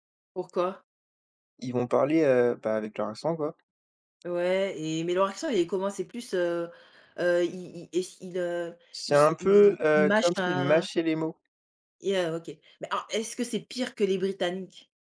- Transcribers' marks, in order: none
- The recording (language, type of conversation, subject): French, unstructured, Pourquoi, selon toi, certaines chansons deviennent-elles des tubes mondiaux ?